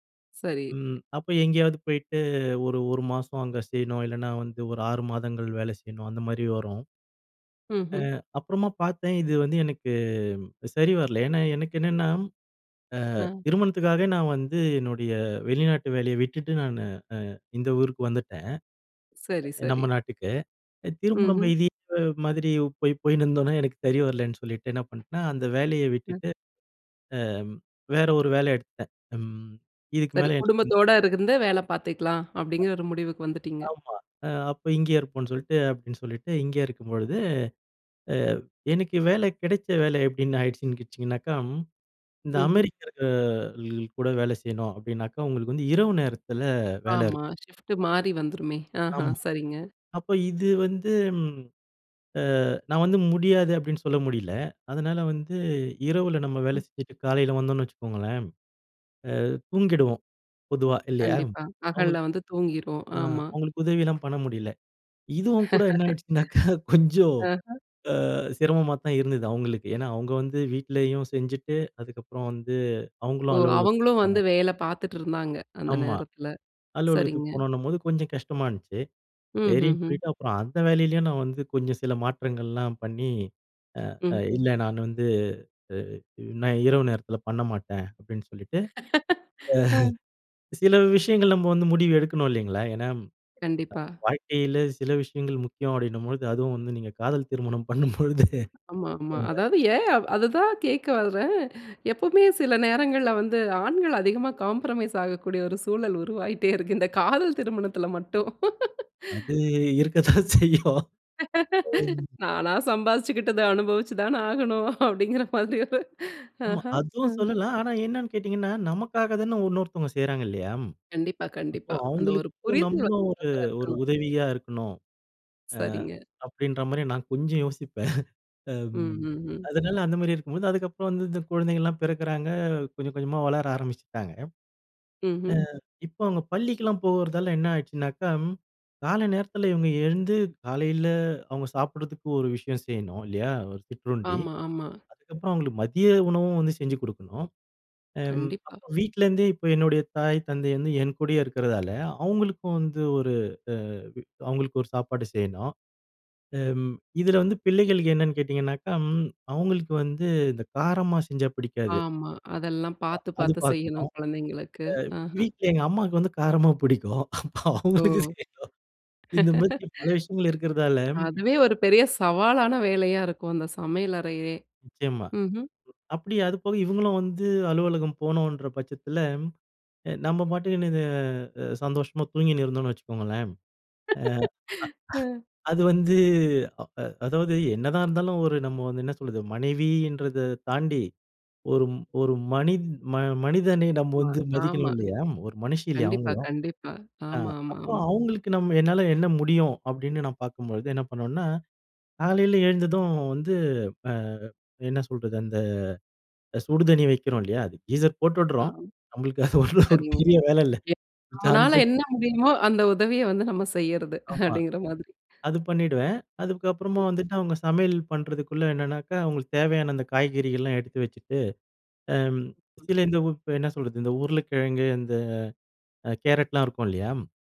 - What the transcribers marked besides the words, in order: tapping; other noise; drawn out: "எனக்கு"; other background noise; laughing while speaking: "போய் போயினுருந்தோன்னா"; drawn out: "அமெரிக்கர்கள்"; laughing while speaking: "என்னாயிடுச்சுனாக்கா கொஞ்சம்"; laugh; "இருந்துச்சு" said as "இந்ச்சு"; laugh; laughing while speaking: "அ"; laughing while speaking: "வந்து நீங்க காதல் திருமணம் பண்ணும்பொழுது, அ"; laughing while speaking: "அதாவது ஏன்? அதுதான் கேட்க வரேன் … காதல் திருமணத்தில மட்டும்"; inhale; in English: "காம்ப்ரமைஸ்"; laugh; laughing while speaking: "இருக்கத்தான் செய்யும்"; laugh; laughing while speaking: "நானா சம்பாரிச்சுக்கிட்டத அனுபவிச்சு தான ஆகணும் அப்படிங்கிற மாதிரி ஒரு. ஹஹ! ம்"; unintelligible speech; laughing while speaking: "யோசிப்பேன்"; laughing while speaking: "காரமா புடிக்கும். அவங்களுக்கு செய்யணும்"; laugh; laugh; laughing while speaking: "அ அது"; in English: "கீஸர்"; laughing while speaking: "நம்மளுக்கு அது ஒரு பெரிய வேலை இல்ல"; chuckle; inhale
- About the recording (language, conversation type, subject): Tamil, podcast, வீட்டு வேலைகளை நீங்கள் எந்த முறையில் பகிர்ந்து கொள்கிறீர்கள்?